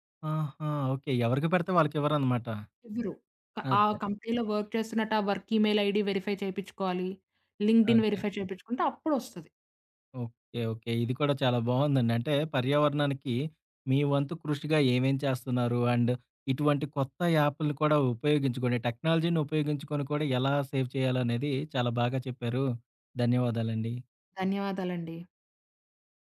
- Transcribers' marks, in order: in English: "కంపెనీలో వర్క్"; in English: "వర్క్ ఈమెయిల్ ఐడీ వెరిఫై"; in English: "లింక్డ్‌ఇన్ వెరిఫై"; in English: "అండ్"; in English: "టెక్నాలజీని"; in English: "సేవ్"
- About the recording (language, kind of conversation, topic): Telugu, podcast, పర్యావరణ రక్షణలో సాధారణ వ్యక్తి ఏమేం చేయాలి?